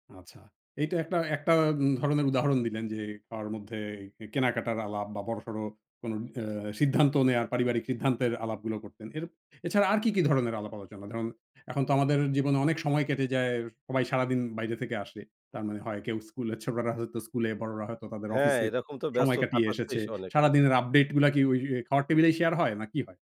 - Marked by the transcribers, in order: drawn out: "অ্যা"; "অনেকে" said as "সনেকে"
- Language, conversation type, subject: Bengali, podcast, পরিবারের সঙ্গে খাওয়ার সময় সাধারণত কী নিয়ে আলোচনা হয়?